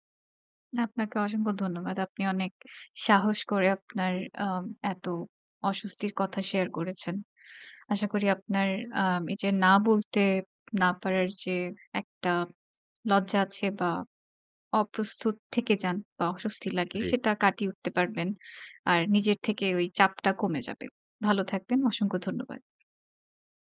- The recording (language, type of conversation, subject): Bengali, advice, না বলতে না পারার কারণে অতিরিক্ত কাজ নিয়ে আপনার ওপর কি অতিরিক্ত চাপ পড়ছে?
- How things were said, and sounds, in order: none